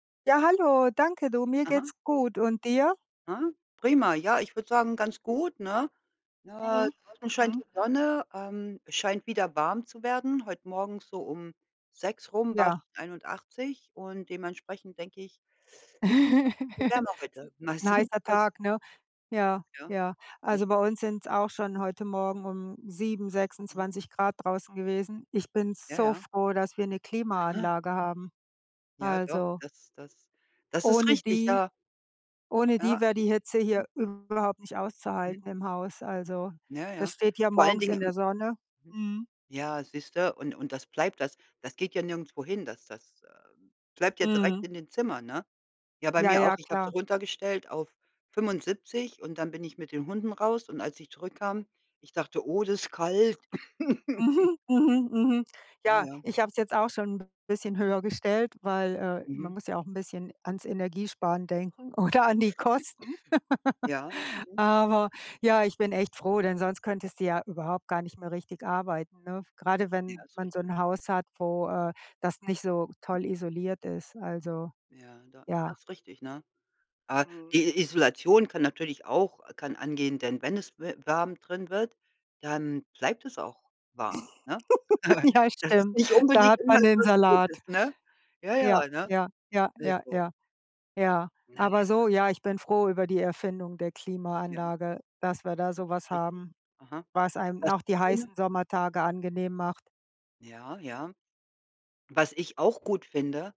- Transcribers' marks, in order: chuckle; unintelligible speech; laughing while speaking: "Mal sehen"; stressed: "so"; chuckle; cough; laughing while speaking: "oder"; laugh; tapping; giggle; chuckle; unintelligible speech
- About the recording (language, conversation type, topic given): German, unstructured, Welche Erfindung würdest du am wenigsten missen wollen?